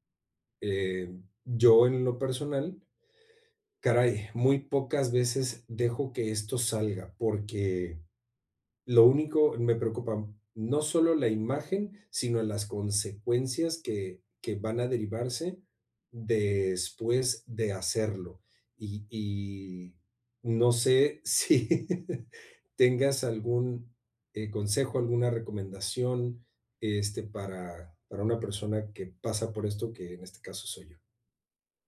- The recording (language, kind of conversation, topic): Spanish, advice, ¿Cómo puedo pedir apoyo emocional sin sentirme débil?
- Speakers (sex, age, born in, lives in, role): female, 40-44, Mexico, Mexico, advisor; male, 40-44, Mexico, Mexico, user
- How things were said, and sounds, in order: laughing while speaking: "si"